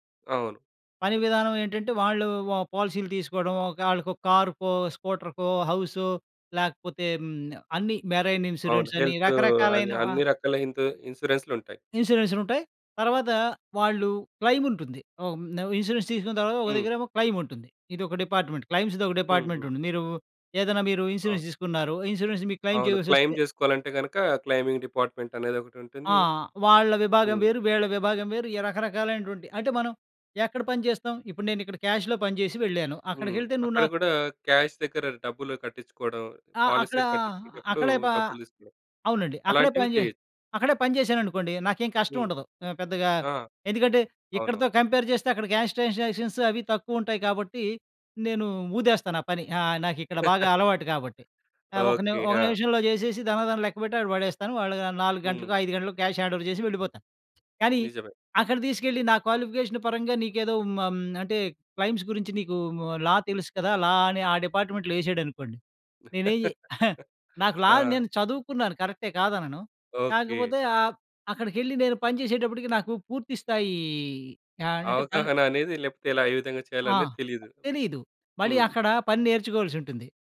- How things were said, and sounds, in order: in English: "మెరైన్ ఇన్సూరెన్స్"; in English: "క్లైమ్"; in English: "ఇన్సూరెన్స్"; in English: "డిపార్ట్‌మెంట్ క్లైమ్స్‌ది"; in English: "డిపార్ట్మెంట్"; in English: "ఇన్సూరెన్స్"; in English: "ఇన్సూరెన్స్"; in English: "క్లైమ్"; in English: "క్లైమ్"; in English: "క్లైమింగ్ డిపార్ట్‌మెంట్"; in English: "క్యాష్‌లో"; in English: "క్యాష్"; in English: "కంపేర్"; in English: "క్యాష్ ట్రాన్సాక్షన్స్"; chuckle; in English: "క్యాష్ హ్యాండోవర్"; in English: "క్వాలిఫికేషన్"; in English: "క్లైమ్స్"; in English: "లా"; in English: "లా"; in English: "డిపార్ట్‌మెంట్‌లో"; chuckle; in English: "లా"; in English: "కరెక్టే"
- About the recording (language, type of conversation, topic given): Telugu, podcast, అనుభవం లేకుండా కొత్త రంగానికి మారేటప్పుడు మొదట ఏవేవి అడుగులు వేయాలి?